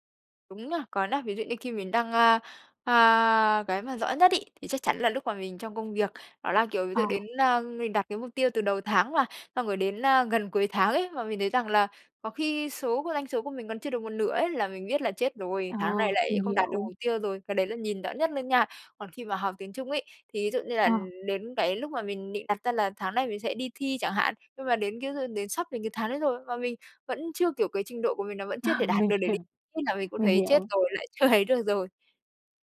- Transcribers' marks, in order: tapping; other background noise; laughing while speaking: "Ờ, mình hiểu"
- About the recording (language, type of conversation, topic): Vietnamese, advice, Bạn nên làm gì khi lo lắng và thất vọng vì không đạt được mục tiêu đã đặt ra?